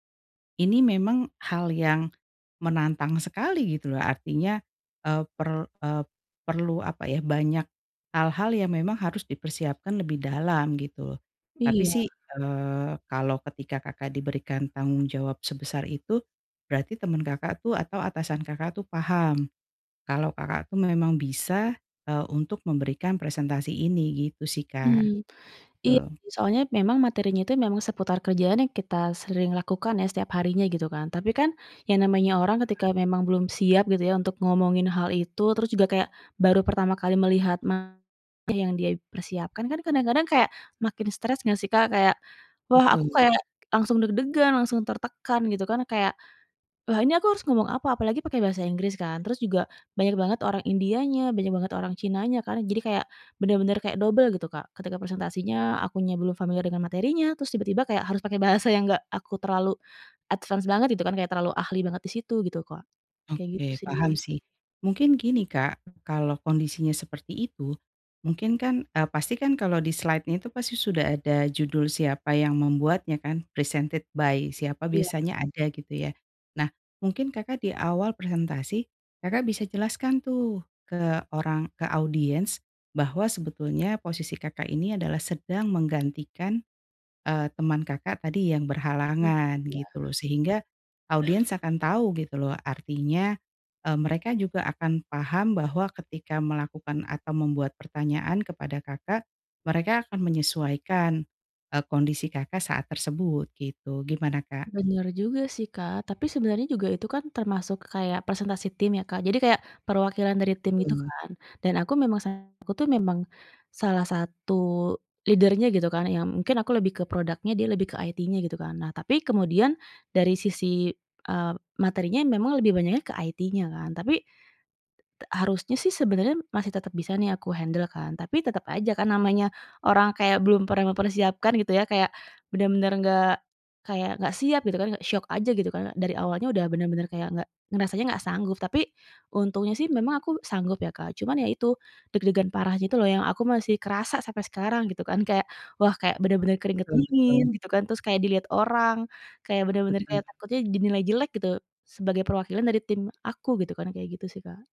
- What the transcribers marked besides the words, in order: in English: "advance"; in English: "presented by"; other background noise; in English: "leader-nya"; in English: "IT-nya"; in English: "IT-nya"; in English: "handle"; in English: "shock"; unintelligible speech
- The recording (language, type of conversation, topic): Indonesian, advice, Bagaimana cara mengatasi kecemasan sebelum presentasi di depan banyak orang?